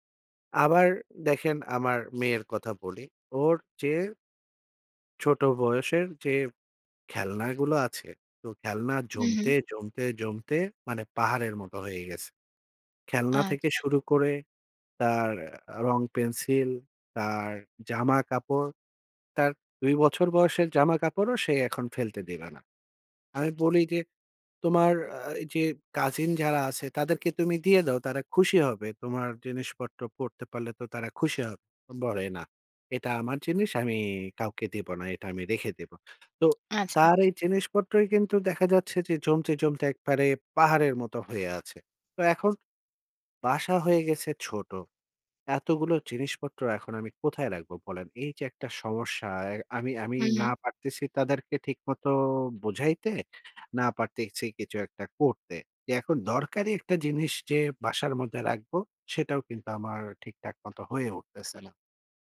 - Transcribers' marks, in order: "একবারে" said as "একপারে"
- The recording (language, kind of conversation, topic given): Bengali, advice, বাড়িতে জিনিসপত্র জমে গেলে আপনি কীভাবে অস্থিরতা অনুভব করেন?